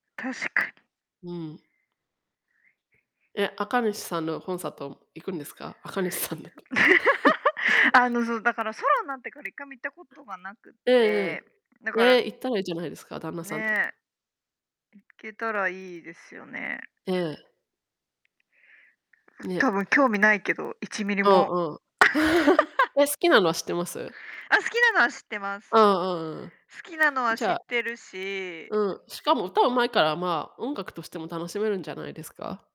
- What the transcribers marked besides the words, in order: laughing while speaking: "赤西さん"; laugh; chuckle; laugh
- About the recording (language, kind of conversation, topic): Japanese, unstructured, コンサートやライブに行ったことはありますか？